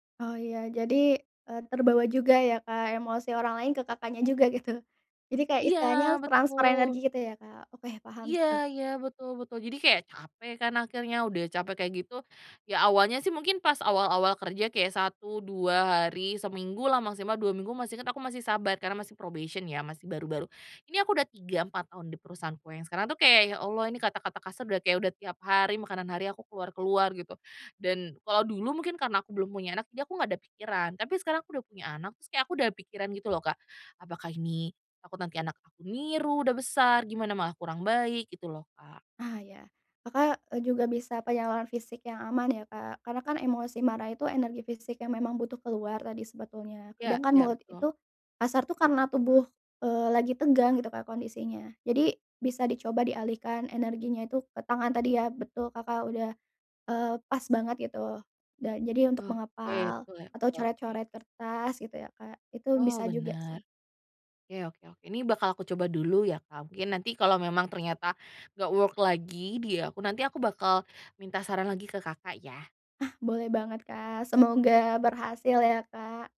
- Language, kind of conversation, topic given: Indonesian, advice, Bagaimana saya bisa meminta dukungan untuk menghentikan pola negatif ini?
- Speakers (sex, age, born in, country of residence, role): female, 25-29, Indonesia, Indonesia, advisor; female, 25-29, Indonesia, Indonesia, user
- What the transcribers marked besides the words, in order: tapping; laughing while speaking: "juga gitu"; "penyaluran" said as "penyalaran"; in English: "work"